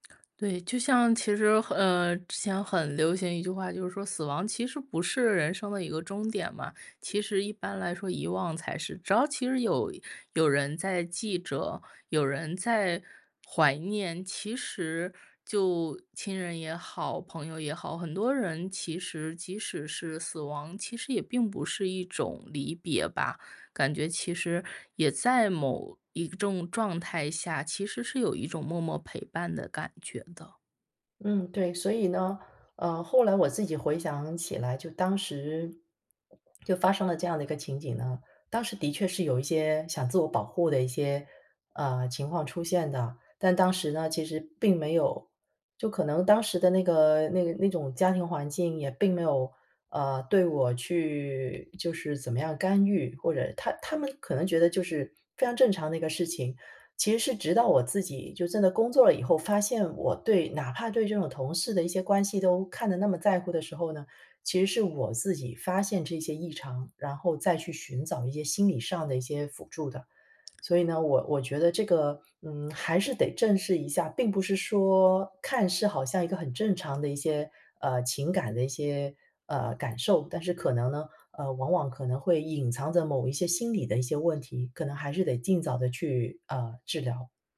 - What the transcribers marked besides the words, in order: other background noise; "一种" said as "一众"; swallow; other noise
- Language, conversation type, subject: Chinese, podcast, 你觉得逃避有时候算是一种自我保护吗？